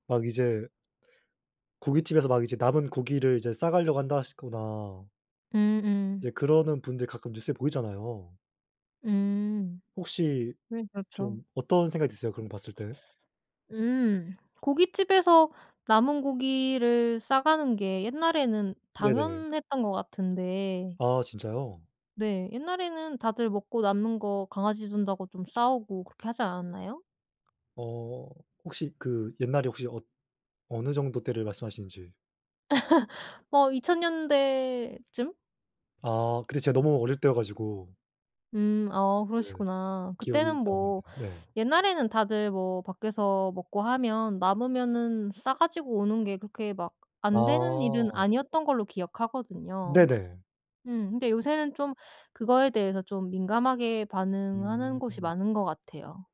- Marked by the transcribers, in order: laugh
- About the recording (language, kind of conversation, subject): Korean, unstructured, 식당에서 남긴 음식을 가져가는 게 왜 논란이 될까?